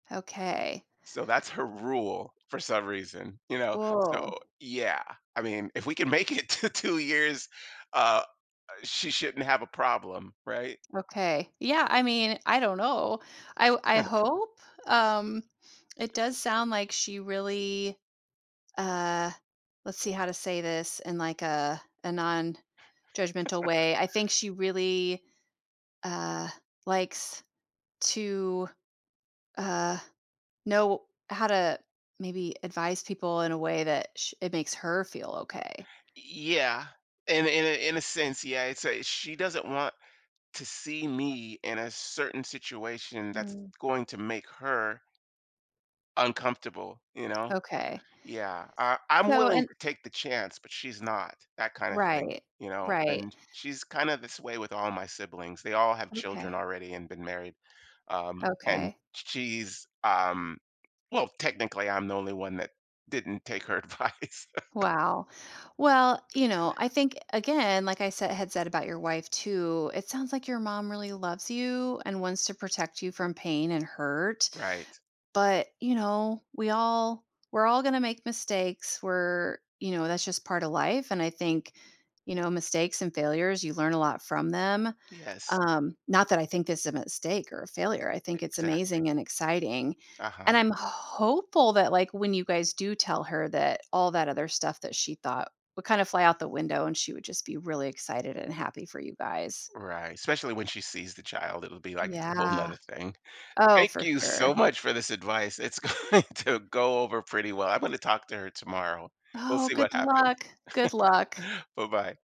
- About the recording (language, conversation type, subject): English, advice, How do I share good news with my family so everyone feels included?
- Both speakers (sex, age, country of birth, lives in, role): female, 50-54, United States, United States, advisor; male, 55-59, United States, United States, user
- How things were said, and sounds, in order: laughing while speaking: "to two"; chuckle; chuckle; laughing while speaking: "advice"; chuckle; stressed: "hopeful"; other background noise; laughing while speaking: "going to"; chuckle